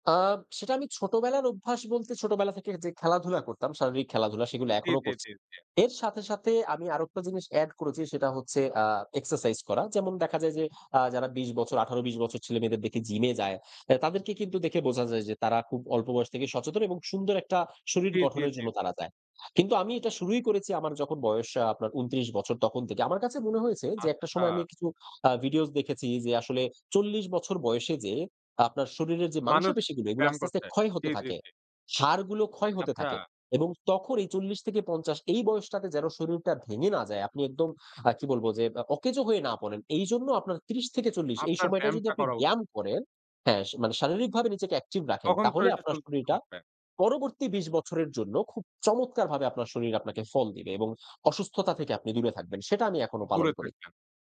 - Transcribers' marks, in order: "আরেকটা" said as "আরোক্টা"; in English: "add"; in English: "active"
- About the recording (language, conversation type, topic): Bengali, podcast, প্রতিদিনের ছোট ছোট অভ্যাস কি তোমার ভবিষ্যৎ বদলে দিতে পারে বলে তুমি মনে করো?